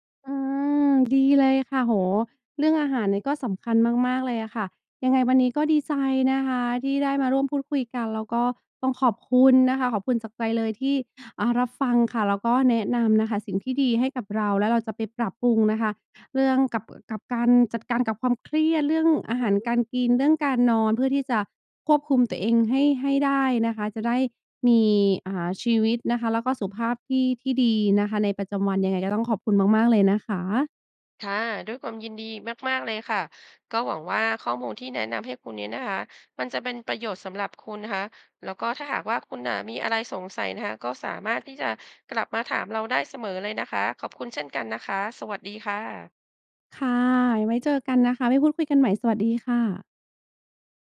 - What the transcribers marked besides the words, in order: other background noise
- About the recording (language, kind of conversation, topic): Thai, advice, ฉันควรทำอย่างไรเมื่อเครียดแล้วกินมากจนควบคุมตัวเองไม่ได้?